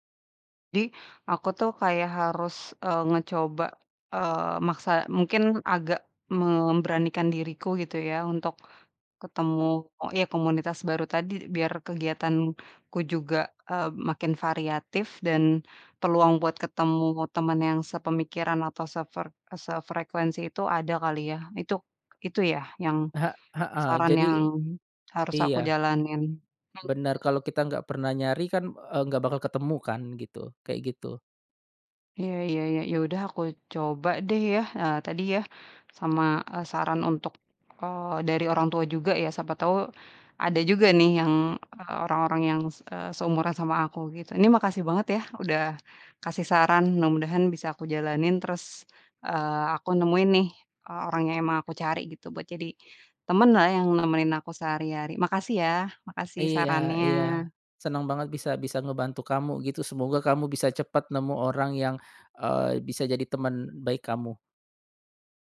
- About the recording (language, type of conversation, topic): Indonesian, advice, Bagaimana cara pindah ke kota baru tanpa punya teman dekat?
- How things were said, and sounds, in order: none